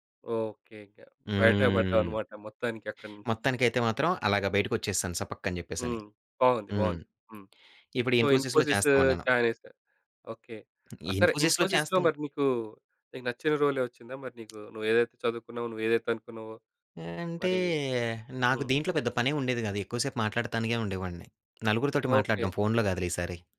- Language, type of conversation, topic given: Telugu, podcast, రెండు మంచి అవకాశాల మధ్య ఒకటి ఎంచుకోవాల్సి వచ్చినప్పుడు మీరు ఎలా నిర్ణయం తీసుకుంటారు?
- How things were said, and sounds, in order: in English: "సో"; in English: "జాయిన్"; other background noise